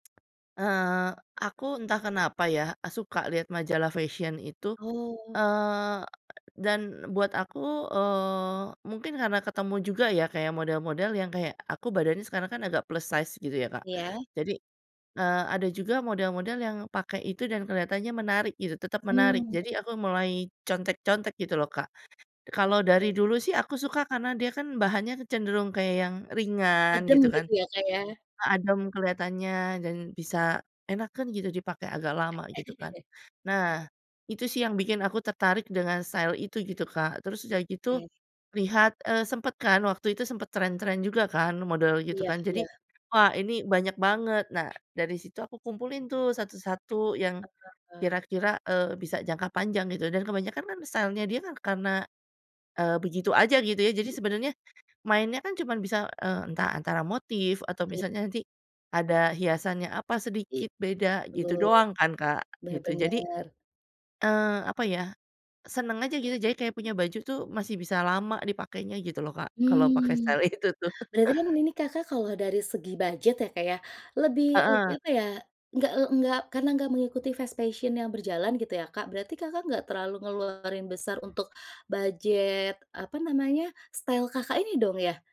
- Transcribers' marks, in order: other background noise; tapping; in English: "plus size"; in Sundanese: "enakeun"; chuckle; in English: "style"; in English: "style-nya"; unintelligible speech; laughing while speaking: "style itu tuh"; in English: "style"; in English: "style"
- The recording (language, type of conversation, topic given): Indonesian, podcast, Bagaimana cara membedakan tren yang benar-benar cocok dengan gaya pribadi Anda?